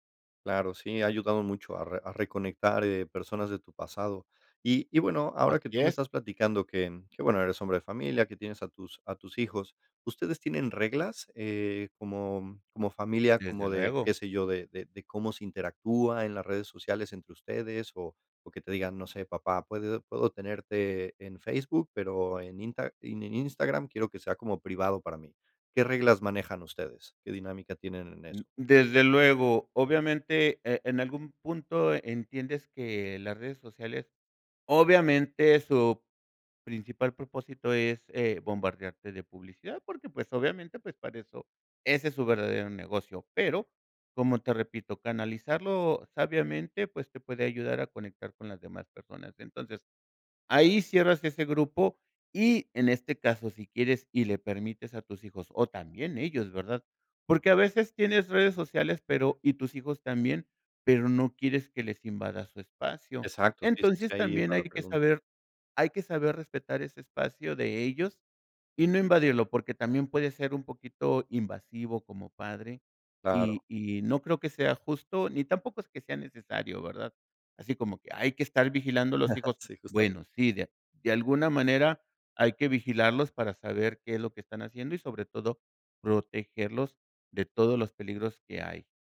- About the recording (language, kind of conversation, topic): Spanish, podcast, ¿Qué haces cuando te sientes saturado por las redes sociales?
- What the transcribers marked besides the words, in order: chuckle